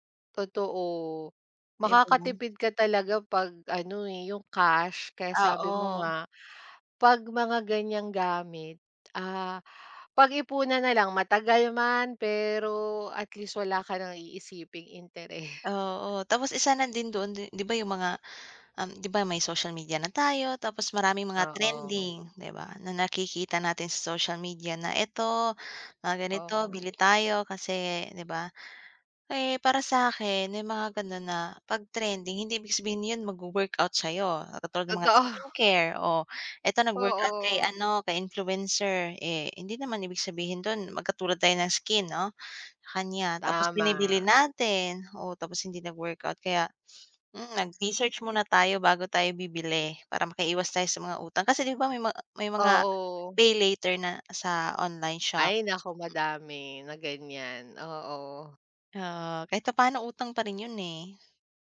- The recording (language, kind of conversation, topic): Filipino, unstructured, Ano ang mga simpleng hakbang para makaiwas sa utang?
- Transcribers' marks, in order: unintelligible speech; other background noise; tapping